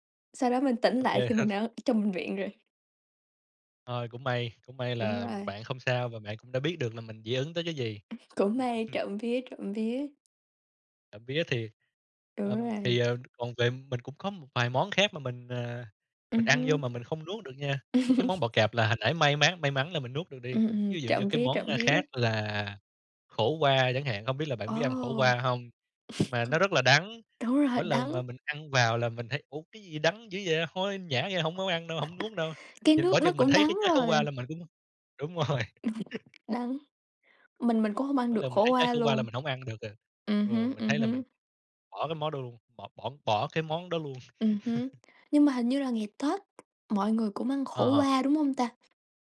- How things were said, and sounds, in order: other background noise; tapping; chuckle; chuckle; chuckle; chuckle; laughing while speaking: "rồi"; chuckle; chuckle
- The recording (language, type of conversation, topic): Vietnamese, unstructured, Món ăn nào bạn từng thử nhưng không thể nuốt được?
- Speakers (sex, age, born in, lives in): female, 18-19, Vietnam, United States; male, 30-34, Vietnam, Vietnam